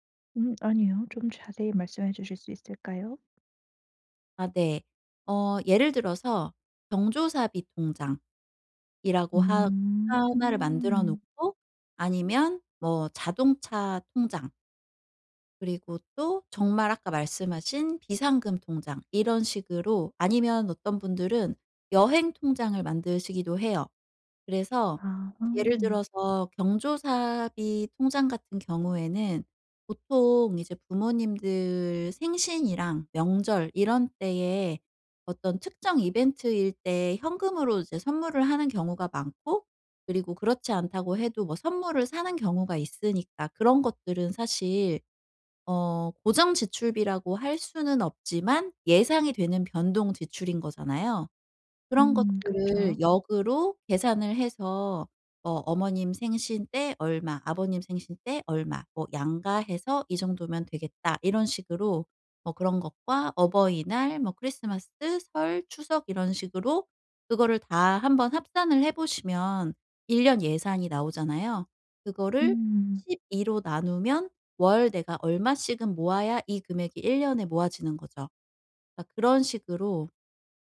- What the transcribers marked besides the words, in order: other background noise
- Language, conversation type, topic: Korean, advice, 경제적 불안 때문에 잠이 안 올 때 어떻게 관리할 수 있을까요?